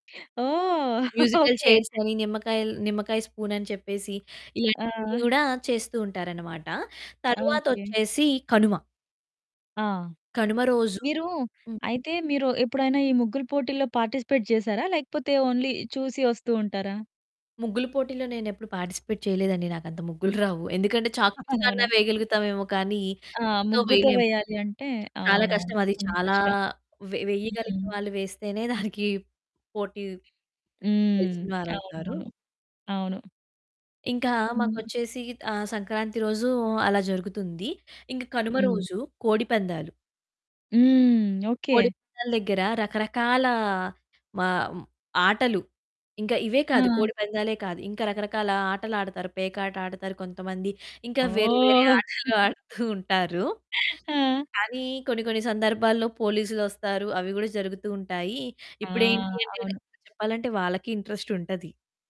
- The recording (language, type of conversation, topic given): Telugu, podcast, పండుగ రోజుల్లో మీ ఊరి వాళ్లంతా కలసి చేసే ఉత్సాహం ఎలా ఉంటుంది అని చెప్పగలరా?
- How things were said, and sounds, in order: in English: "మ్యూజికల్"; laughing while speaking: "ఓకే"; distorted speech; static; in English: "పార్టిసిపేట్"; in English: "ఓన్లీ"; in English: "పార్టిసిపేట్"; giggle; other background noise; in English: "చాక్ పీస్"; giggle; laughing while speaking: "ఆడుతూ ఉంటారు"; giggle